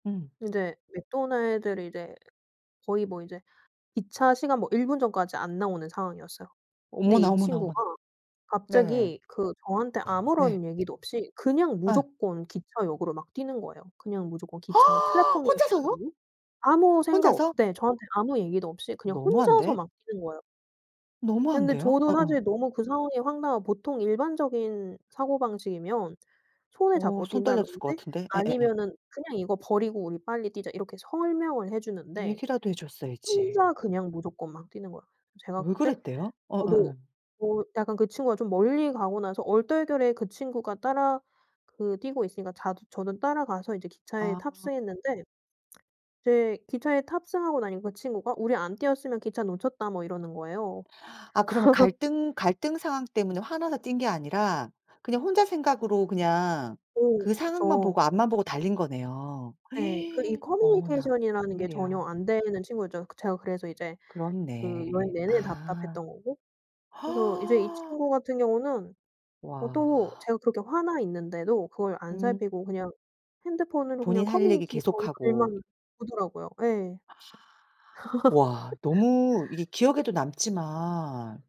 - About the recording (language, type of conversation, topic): Korean, podcast, 가장 기억에 남는 여행 이야기를 들려주실래요?
- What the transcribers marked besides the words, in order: other background noise; tapping; gasp; background speech; lip smack; laugh; gasp; gasp; laugh